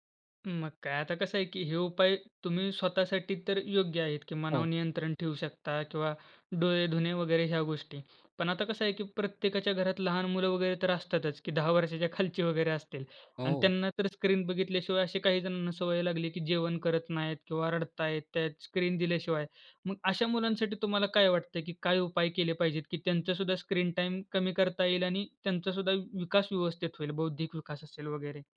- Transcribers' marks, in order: laughing while speaking: "खालची"
- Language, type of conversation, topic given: Marathi, podcast, स्क्रीन टाइम कमी करण्यासाठी कोणते सोपे उपाय करता येतील?